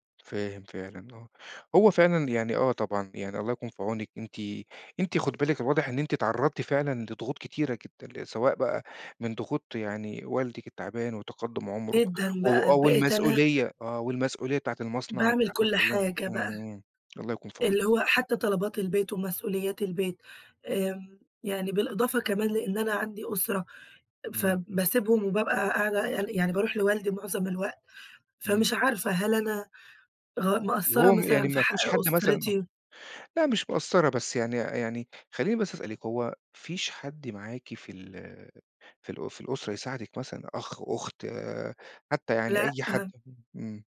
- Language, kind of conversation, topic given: Arabic, advice, إمتى آخر مرة تصرّفت باندفاع وندمت بعدين؟
- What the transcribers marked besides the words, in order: unintelligible speech